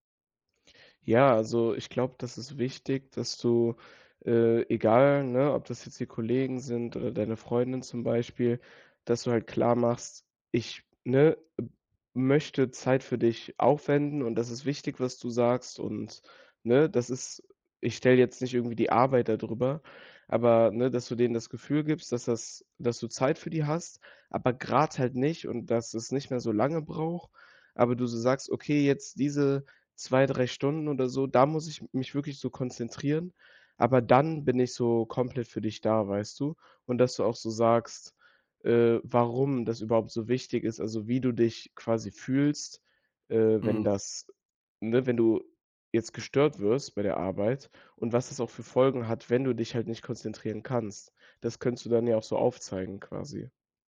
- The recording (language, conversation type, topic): German, advice, Wie kann ich mit häufigen Unterbrechungen durch Kollegen oder Familienmitglieder während konzentrierter Arbeit umgehen?
- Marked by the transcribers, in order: other noise